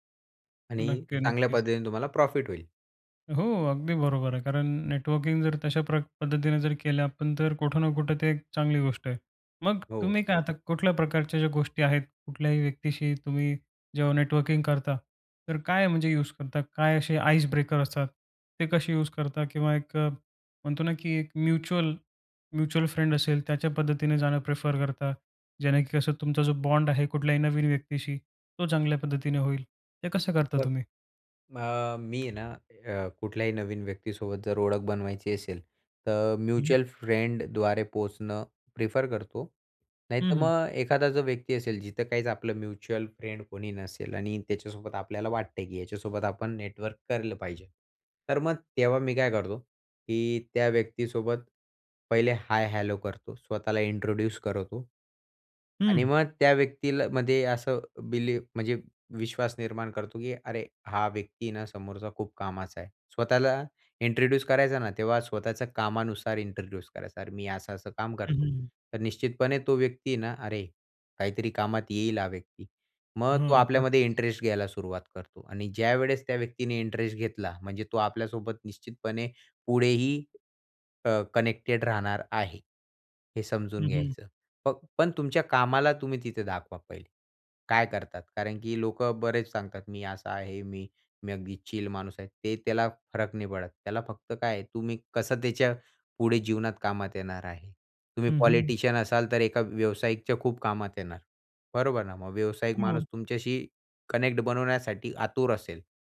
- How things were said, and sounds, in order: other background noise; tapping; in English: "आईस ब्रेकर"; in English: "फ्रेंड"; in English: "म्युच्युअल फ्रेंडद्वारे"; in English: "प्रिफर"; in English: "म्युच्युअल फ्रेंड"; in English: "कनेक्टेड"; in English: "कनेक्ट"
- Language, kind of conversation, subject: Marathi, podcast, नेटवर्किंगमध्ये सुरुवात कशी करावी?